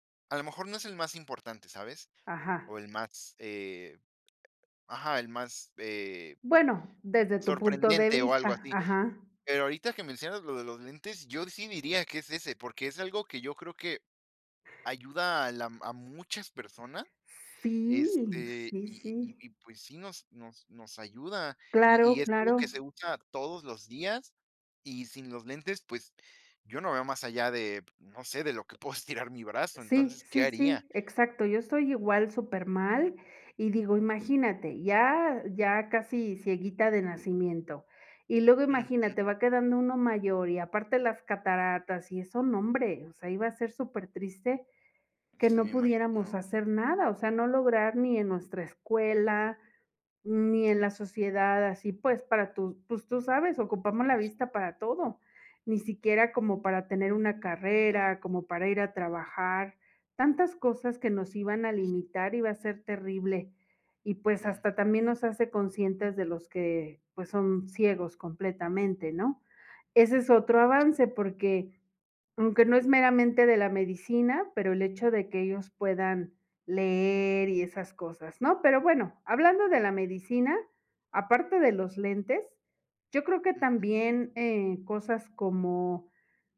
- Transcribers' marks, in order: tapping; other noise; other background noise
- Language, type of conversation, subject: Spanish, unstructured, ¿Cómo ha cambiado la vida con el avance de la medicina?